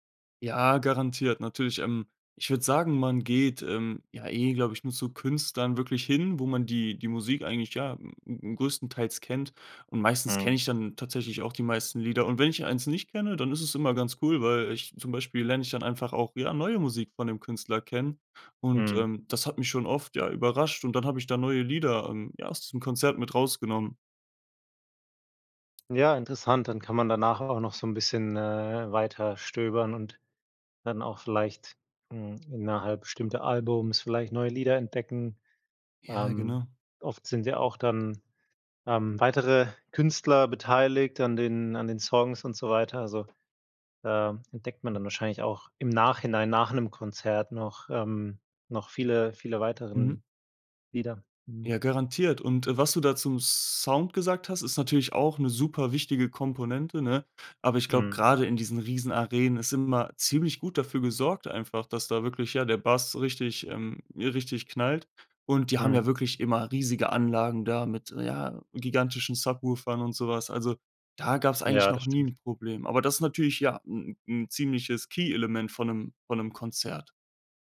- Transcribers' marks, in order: other noise; other background noise; "Alben" said as "Albums"
- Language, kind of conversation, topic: German, podcast, Was macht für dich ein großartiges Live-Konzert aus?